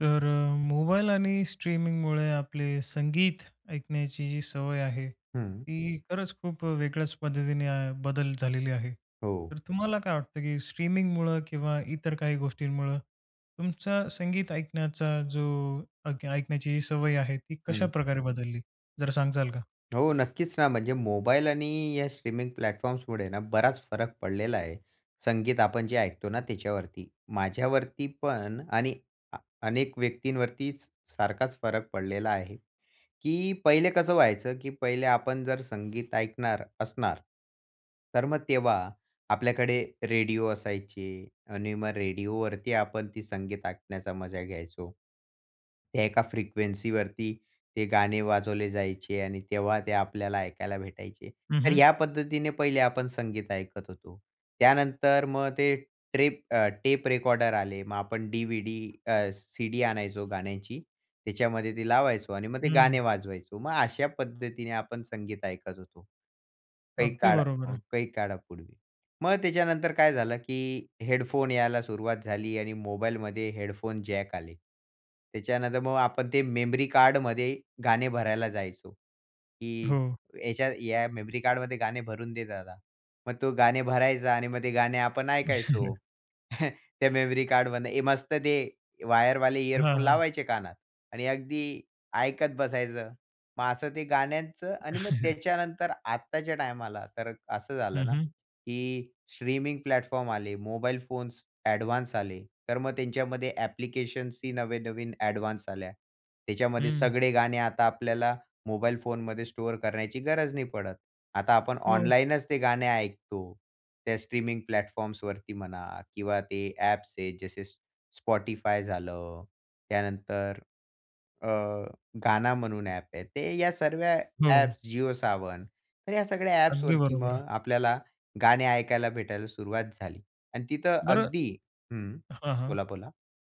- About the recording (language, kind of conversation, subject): Marathi, podcast, मोबाईल आणि स्ट्रीमिंगमुळे संगीत ऐकण्याची सवय कशी बदलली?
- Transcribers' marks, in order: stressed: "संगीत"; other noise; drawn out: "जो"; tapping; in English: "प्लॅटफॉर्म्समुळेना"; other background noise; in English: "फ्रिक्वेन्सीवरती"; chuckle; chuckle; in English: "प्लॅटफॉर्म"; in English: "ॲडव्हान्स"; in English: "ॲडव्हान्स"; door; in English: "प्लॅटफॉर्म्सवरती"